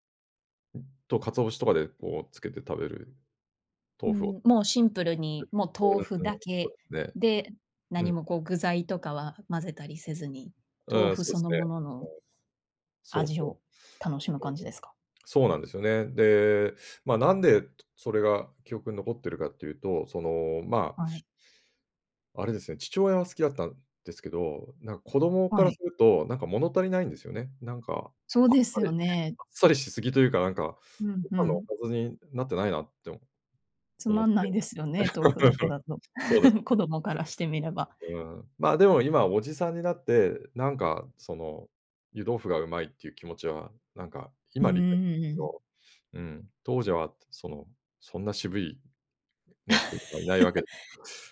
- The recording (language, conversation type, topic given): Japanese, podcast, 子どもの頃の食卓で一番好きだった料理は何ですか？
- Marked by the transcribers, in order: unintelligible speech; other noise; laugh; laugh